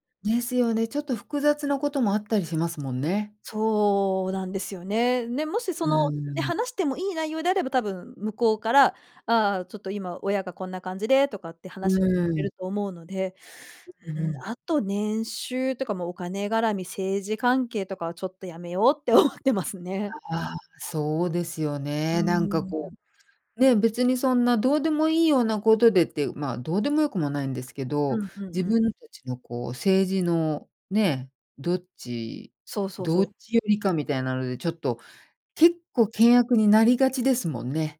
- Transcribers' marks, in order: other noise
- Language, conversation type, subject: Japanese, podcast, 共通点を見つけるためには、どのように会話を始めればよいですか?